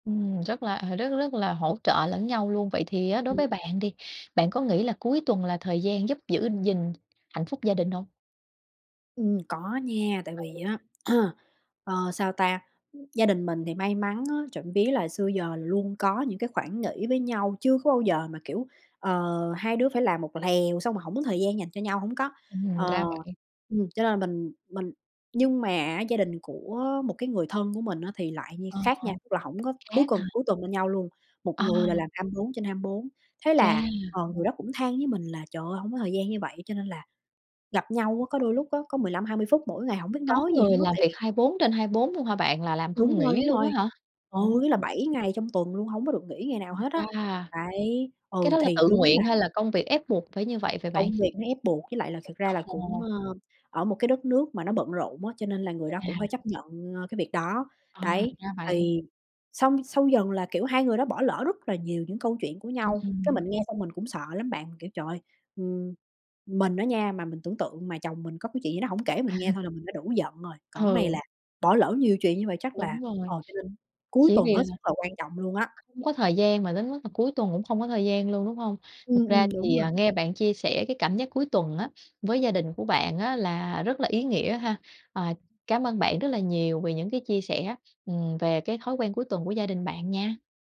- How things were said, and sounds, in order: other background noise; throat clearing; tapping; laughing while speaking: "Ồ!"; laughing while speaking: "À"
- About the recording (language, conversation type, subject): Vietnamese, podcast, Thói quen cuối tuần của gia đình bạn thường như thế nào?